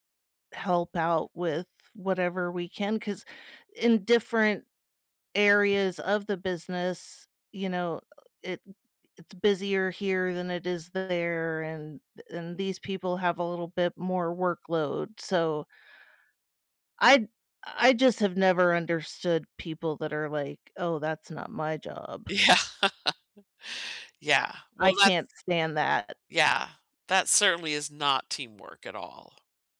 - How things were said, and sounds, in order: laughing while speaking: "Yeah"
- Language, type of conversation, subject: English, unstructured, What is a kind thing someone has done for you recently?